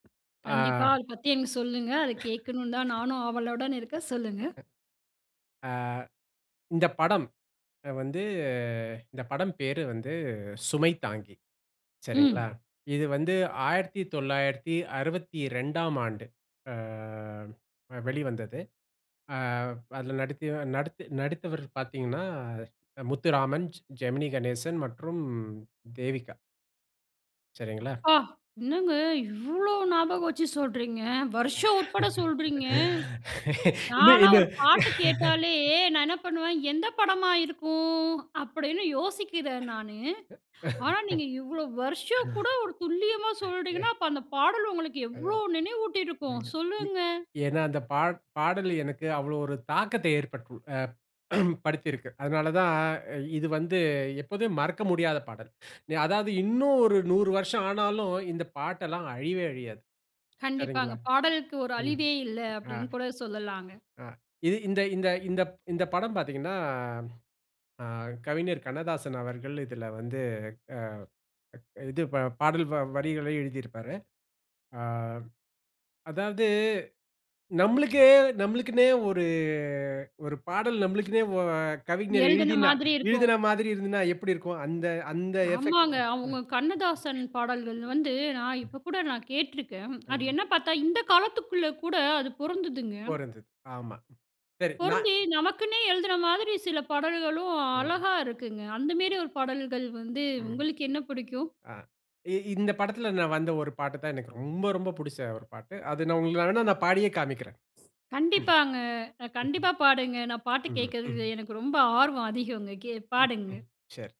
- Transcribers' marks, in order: tapping; other noise; surprised: "அப்பா! என்னங்க இவ்வளோ ஞாபகம் வச்சு சொல்றீங்க, வருஷம் உட்பட சொல்றீங்க!"; laughing while speaking: "இன்னும், இன்னும்"; other background noise; laugh; grunt; in English: "எஃபெக்ட்"
- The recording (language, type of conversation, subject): Tamil, podcast, ஒரு பாடல் உங்கள் மனநிலையை எப்படி மாற்றுகிறது?